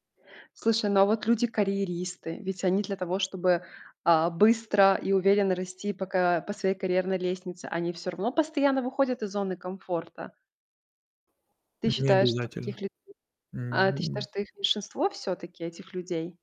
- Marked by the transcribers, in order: static; distorted speech
- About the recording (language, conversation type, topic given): Russian, podcast, Как не застрять в зоне комфорта?